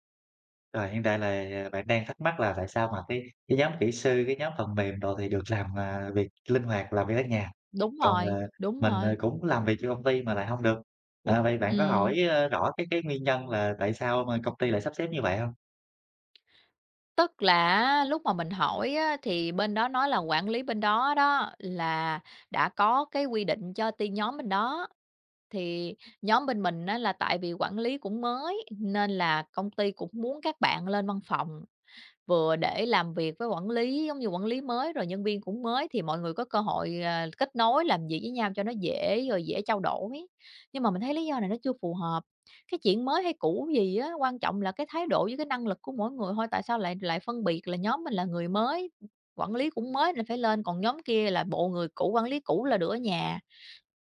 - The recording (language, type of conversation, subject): Vietnamese, advice, Làm thế nào để đàm phán các điều kiện làm việc linh hoạt?
- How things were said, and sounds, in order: other background noise